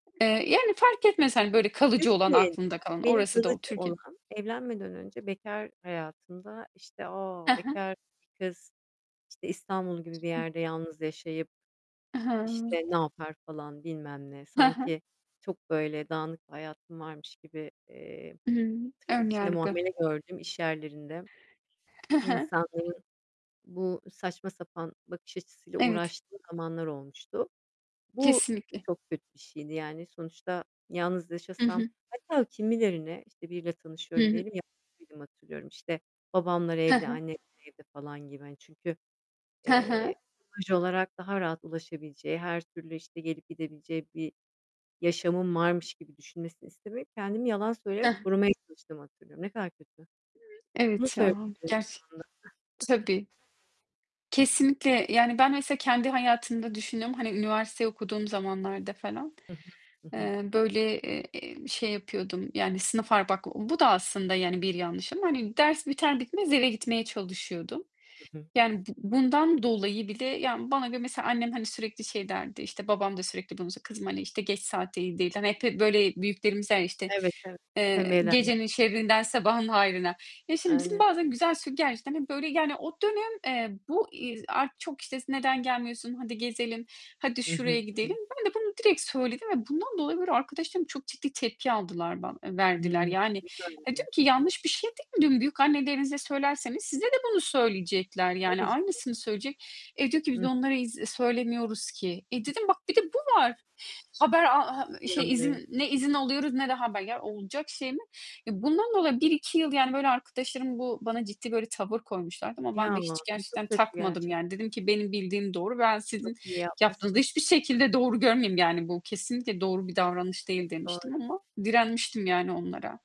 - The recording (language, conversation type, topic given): Turkish, unstructured, Birinin kültürünü ya da inancını eleştirmek neden tartışmaya yol açar?
- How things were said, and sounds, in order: other background noise; distorted speech; static; chuckle; unintelligible speech